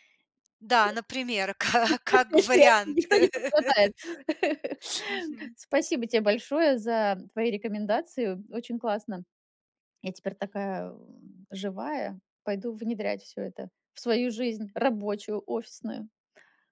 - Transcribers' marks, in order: laugh; joyful: "и они. Никто не пострадает"; laughing while speaking: "и они"; laughing while speaking: "каа как вариант"; laugh
- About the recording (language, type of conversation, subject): Russian, advice, Почему мне сложно питаться правильно при плотном рабочем графике и частых перекурах?